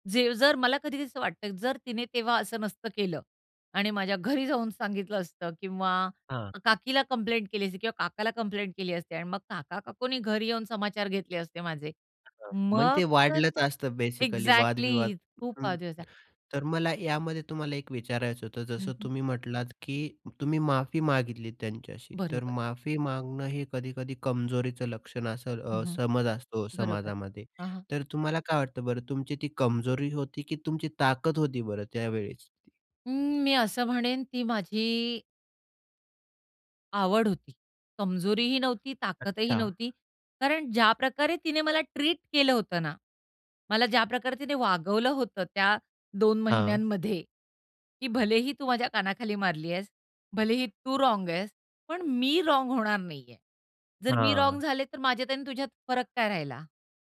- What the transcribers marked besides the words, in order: tapping; in English: "बेसिकली"; in English: "एक्झॅक्टली"; other background noise; other noise
- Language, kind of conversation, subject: Marathi, podcast, नात्यांमधील चुकांमधून तुम्ही काय शिकलात?